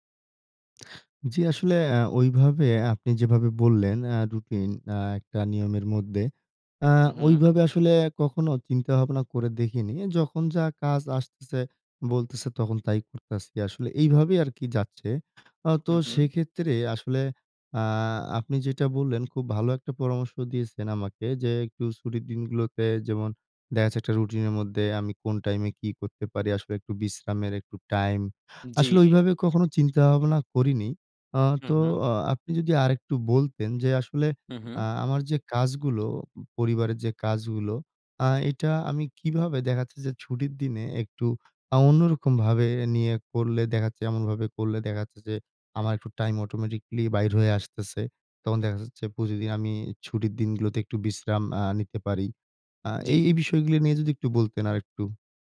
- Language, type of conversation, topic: Bengali, advice, ছুটির দিনে আমি বিশ্রাম নিতে পারি না, সব সময় ব্যস্ত থাকি কেন?
- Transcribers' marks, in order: lip smack; "করতেছি" said as "করতাছি"